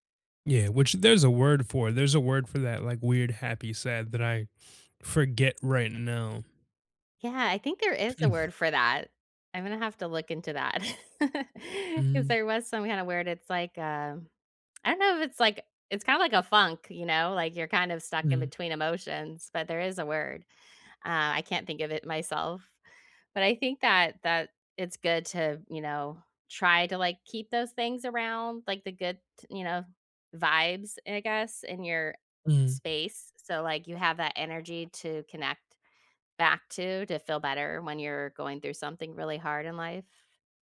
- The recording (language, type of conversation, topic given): English, unstructured, How can focusing on happy memories help during tough times?
- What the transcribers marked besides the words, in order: other noise; laugh